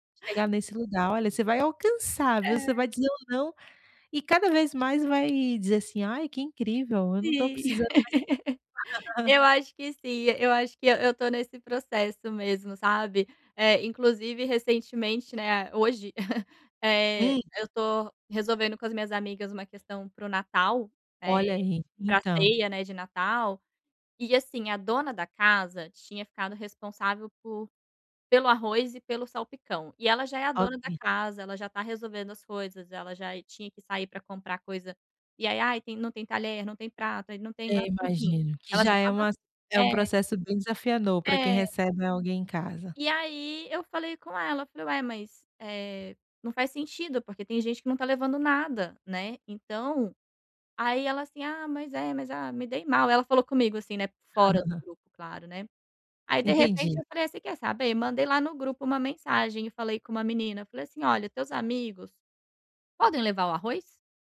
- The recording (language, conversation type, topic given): Portuguese, advice, Como posso dizer não aos meus amigos sem me sentir culpado?
- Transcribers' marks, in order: laugh; chuckle; chuckle; chuckle